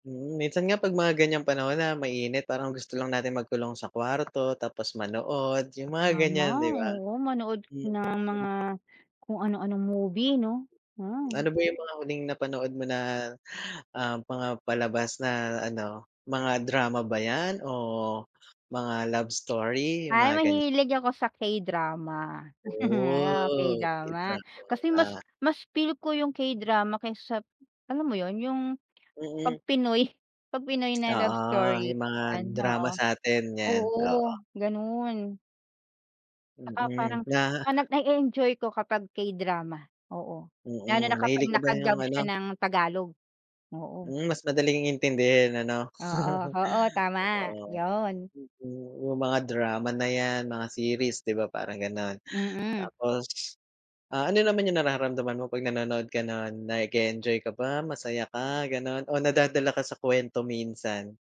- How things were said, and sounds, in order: chuckle; unintelligible speech; tapping; chuckle
- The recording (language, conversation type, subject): Filipino, unstructured, Ano ang nararamdaman mo kapag nanonood ka ng dramang palabas o romansa?